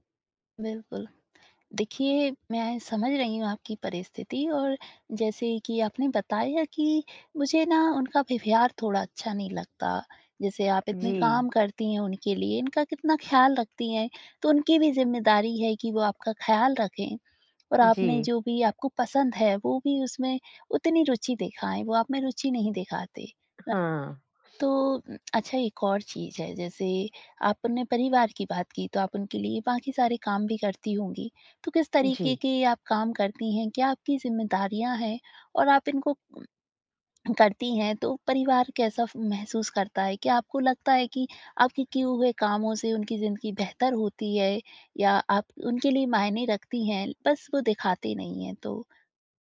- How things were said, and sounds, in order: tapping; sniff; other noise
- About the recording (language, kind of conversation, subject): Hindi, advice, जब प्रगति बहुत धीमी लगे, तो मैं प्रेरित कैसे रहूँ और चोट से कैसे बचूँ?
- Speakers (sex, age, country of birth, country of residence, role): female, 20-24, India, India, advisor; female, 50-54, India, India, user